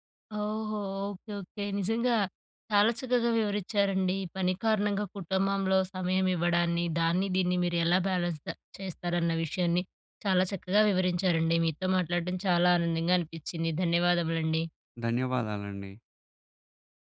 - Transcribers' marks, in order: in English: "బ్యాలెన్స్"
- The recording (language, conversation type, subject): Telugu, podcast, పని వల్ల కుటుంబానికి సమయం ఇవ్వడం ఎలా సమతుల్యం చేసుకుంటారు?